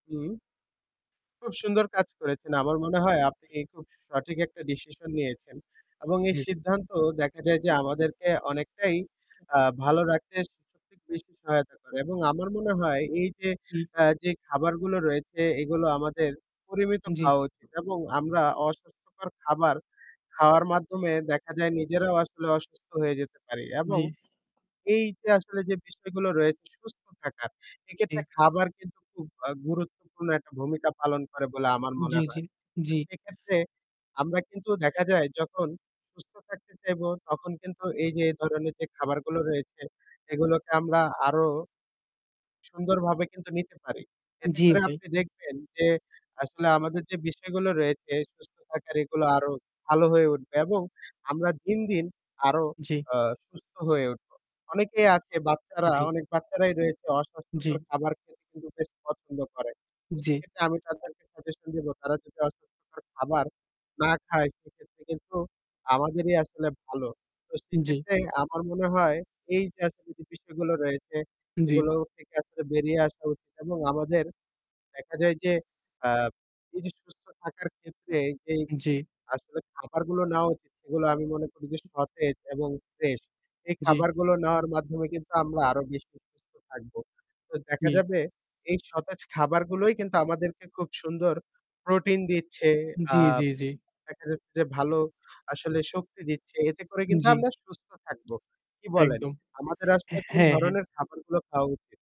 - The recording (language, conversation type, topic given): Bengali, unstructured, আপনি কোন ধরনের খাবার একেবারেই খেতে চান না?
- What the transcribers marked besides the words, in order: static; unintelligible speech; distorted speech